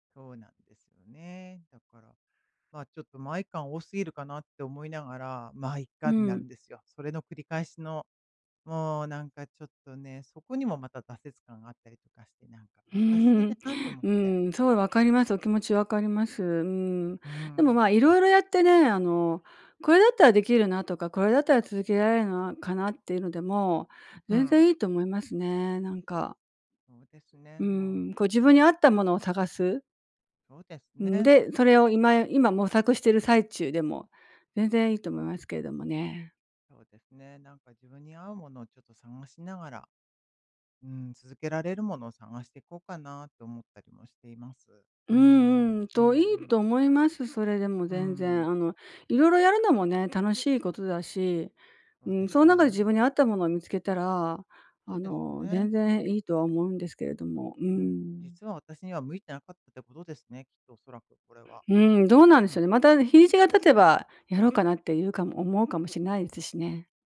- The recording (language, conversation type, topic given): Japanese, advice, 瞑想や呼吸法を続けられず、挫折感があるのですが、どうすれば続けられますか？
- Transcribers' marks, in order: none